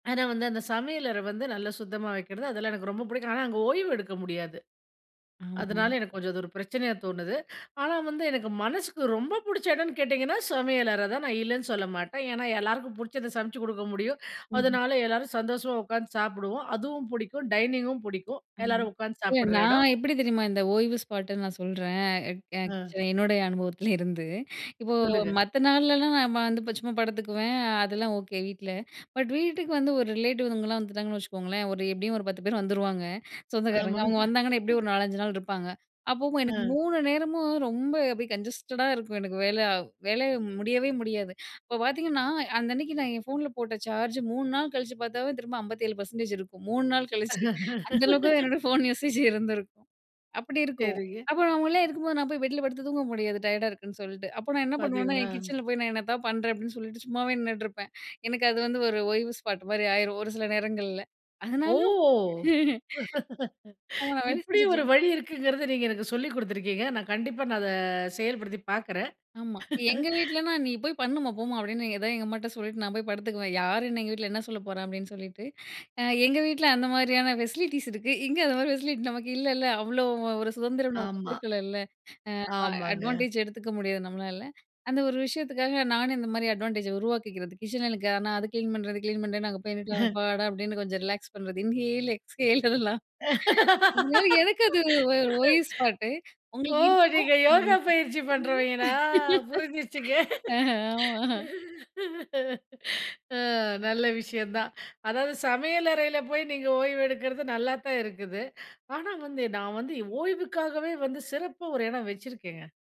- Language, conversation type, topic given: Tamil, podcast, வீட்டில் உங்களுக்கு மிகவும் ஓய்வாக உணர வைக்கும் இடம் எது?
- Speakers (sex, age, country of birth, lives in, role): female, 30-34, India, India, host; female, 40-44, India, India, guest
- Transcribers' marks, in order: in English: "ஸ்பாட்ன்னு"; laughing while speaking: "என்னோடைய அனுபவத்துலேருந்து"; in English: "ரிலேட்டிவ்ங்கலாம்"; chuckle; in English: "கஞ்சஸ்டடா"; in English: "அம்பத்திஏழு பர்சென்டேஜ்"; chuckle; laugh; in English: "யூசேஜ்"; laughing while speaking: "எனக்கு அது வந்து ஒரு ஓய்வு … நான் வேல செஞ்சுட்ருந்தேன்"; surprised: "ஓ!"; laughing while speaking: "இப்டி ஒரு வழி இருக்குங்கறத நீங்க … இத செயல்படுத்தி பாக்றேன்"; laughing while speaking: "அ எங்க வீட்ல அந்த மாரியான … பெசிலிட்டி நமக்கு இல்லல"; in English: "பெசிலிட்டிஸ்"; in English: "பெசிலிட்டி"; in English: "அட்வான்டேஜ்"; in English: "அட்வான்டேஜ்"; chuckle; laughing while speaking: "கிச்சன்ல ஆனா அது கிளீன் பண்றது … அது ஓய்வு ஸ்பாட்டு"; laughing while speaking: "ஓ! நீங்க யோகா பயிற்சி பண்றவங்களா … ஒரு இடம் வெச்சிருக்கேங்க"; in English: "ரிலாக்ஸ்"; in English: "இன்ஹேல், எக்ஸ்ஹேல்"; unintelligible speech; laugh